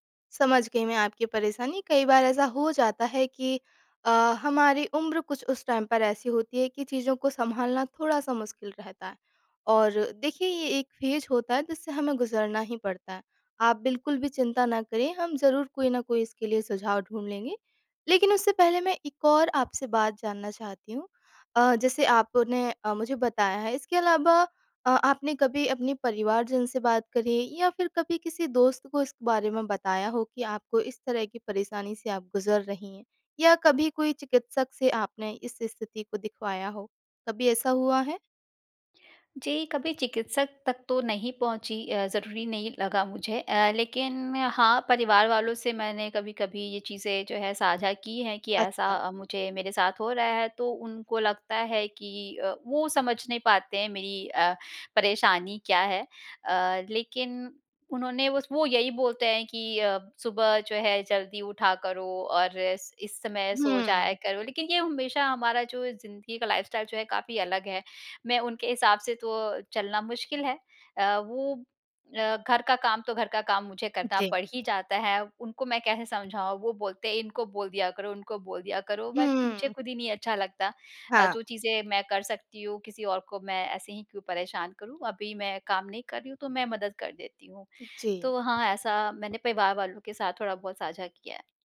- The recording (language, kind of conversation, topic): Hindi, advice, काम के तनाव के कारण मुझे रातभर चिंता रहती है और नींद नहीं आती, क्या करूँ?
- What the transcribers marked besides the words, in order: in English: "टाइम"; in English: "फ़ेज़"; tapping; in English: "लाइफ़स्टाइल"; in English: "बट"